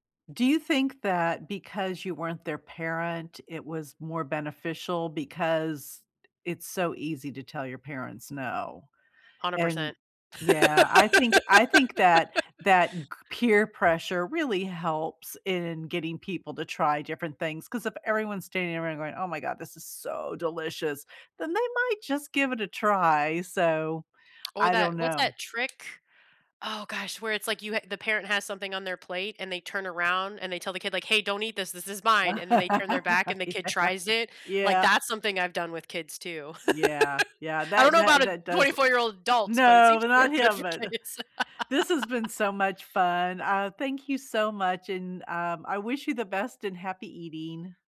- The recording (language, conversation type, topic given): English, unstructured, Why is food sometimes used to exclude people socially?
- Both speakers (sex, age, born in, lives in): female, 35-39, United States, United States; female, 65-69, United States, United States
- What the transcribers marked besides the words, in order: laugh; tapping; laugh; laughing while speaking: "Yeah"; laugh; laughing while speaking: "good for kids"; laugh